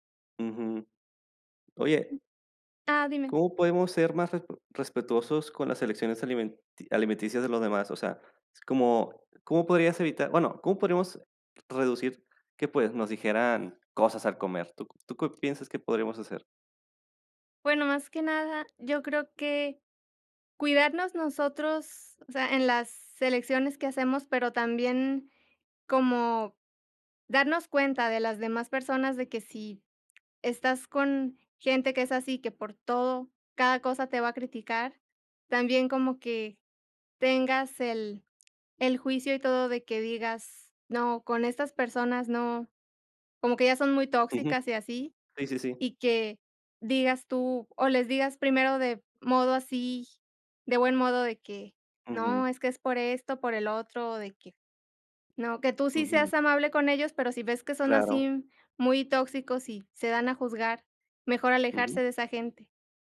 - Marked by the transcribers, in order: other background noise; tapping
- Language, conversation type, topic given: Spanish, unstructured, ¿Crees que las personas juzgan a otros por lo que comen?